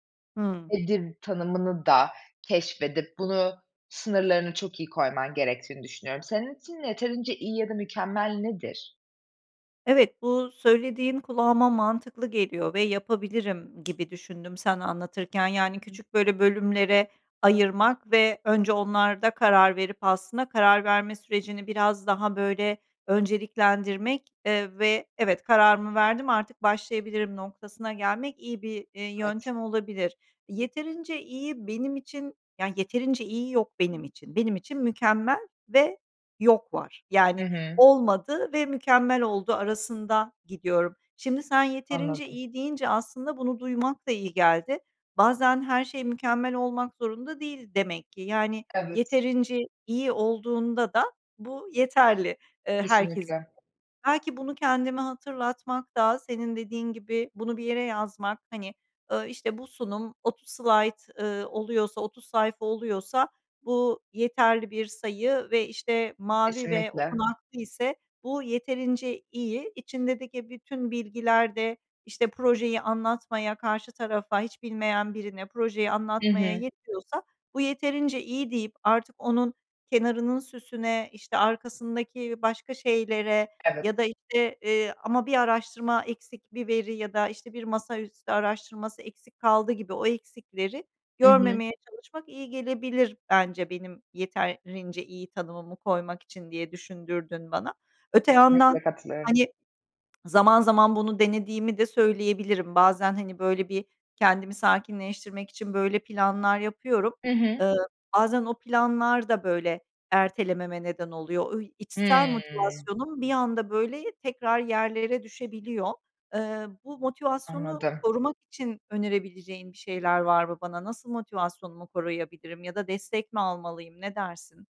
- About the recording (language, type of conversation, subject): Turkish, advice, Mükemmeliyetçilik yüzünden hedeflerini neden tamamlayamıyorsun?
- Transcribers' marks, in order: unintelligible speech; other background noise; unintelligible speech; "İçindeki" said as "içindedeki"; "yeterince" said as "yetarrince"